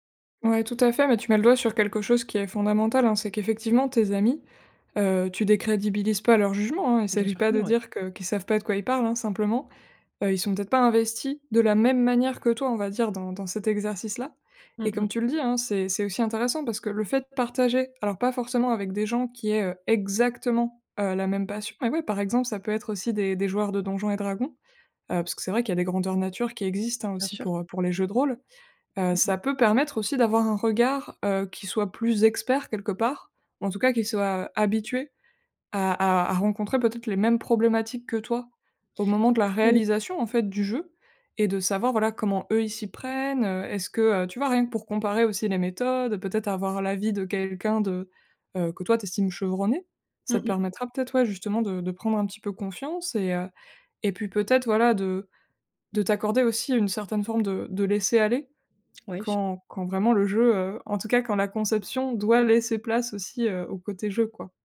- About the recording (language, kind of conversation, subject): French, advice, Comment le perfectionnisme t’empêche-t-il de terminer tes projets créatifs ?
- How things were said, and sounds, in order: stressed: "exactement"; other background noise